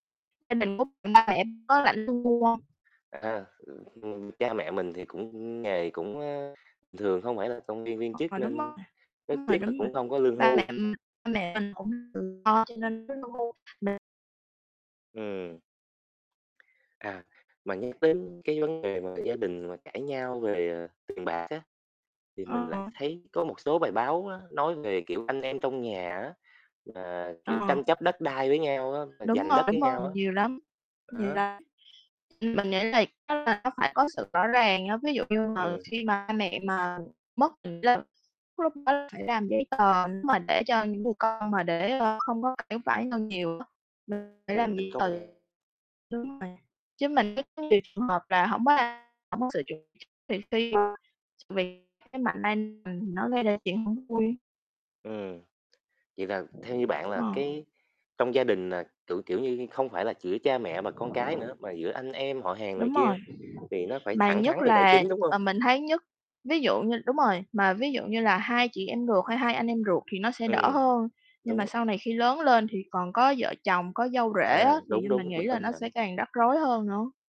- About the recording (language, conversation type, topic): Vietnamese, unstructured, Gia đình bạn có thường xuyên tranh cãi về tiền bạc không?
- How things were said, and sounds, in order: tapping; distorted speech; unintelligible speech; unintelligible speech; unintelligible speech; unintelligible speech; static